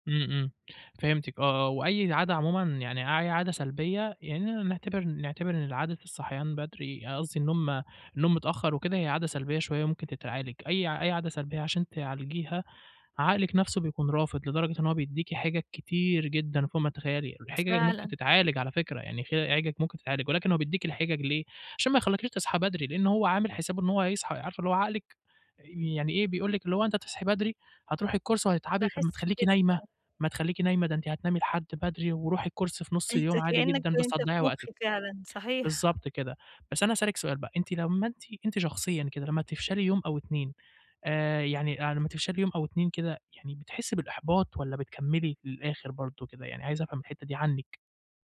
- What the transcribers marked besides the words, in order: in English: "الكورس"; in English: "الكورس"
- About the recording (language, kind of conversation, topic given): Arabic, advice, ازاي أقدر أبني عادات ثابتة تتماشى مع أهدافي؟